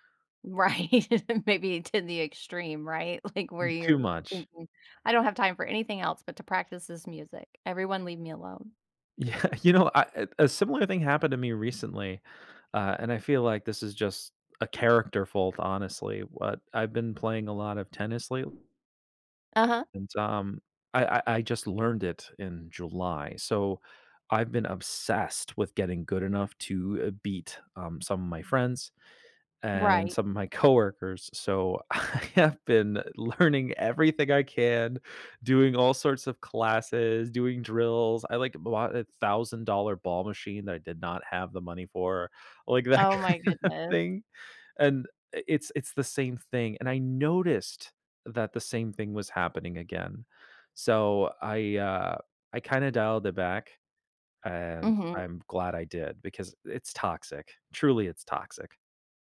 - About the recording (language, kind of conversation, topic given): English, unstructured, How do I handle envy when someone is better at my hobby?
- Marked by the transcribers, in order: laughing while speaking: "Right, maybe to"; laughing while speaking: "Like"; other background noise; laughing while speaking: "Yeah"; chuckle; laughing while speaking: "I have been learning"; laughing while speaking: "that kind of thing"